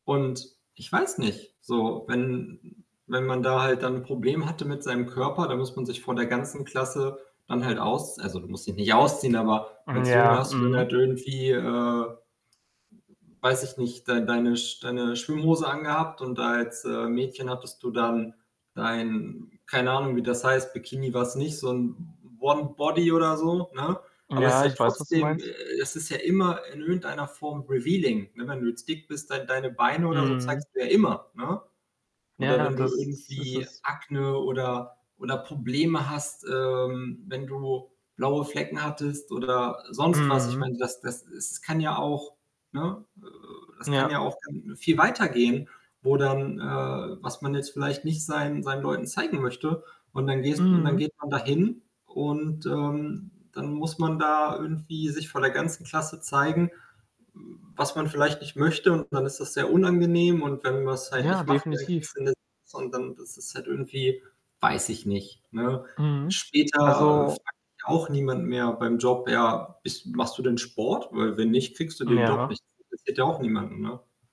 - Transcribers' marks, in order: static; other background noise; in English: "revealing"; distorted speech; tapping
- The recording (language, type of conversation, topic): German, unstructured, Was nervt dich am meisten am Schulsystem?